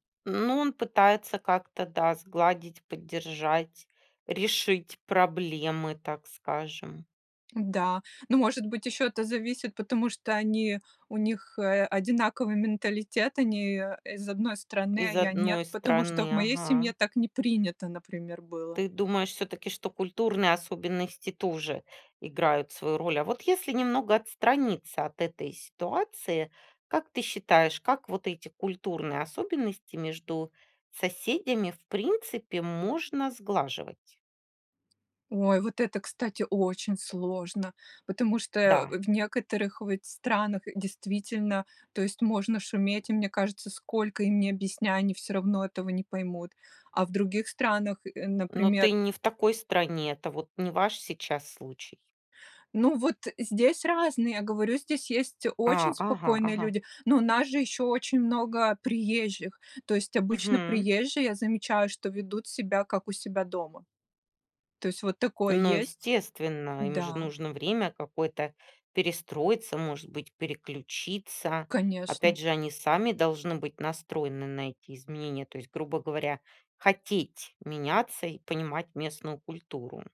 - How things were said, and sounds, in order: none
- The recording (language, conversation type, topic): Russian, podcast, Как наладить отношения с соседями?